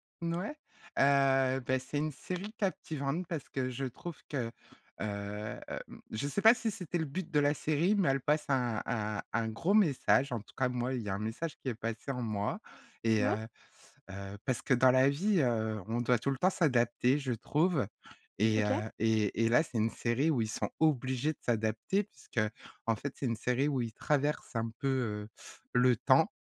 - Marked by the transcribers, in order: tapping; other background noise; stressed: "obligés"
- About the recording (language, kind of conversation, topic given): French, podcast, Quelle est ta série préférée et pourquoi te captive-t-elle autant ?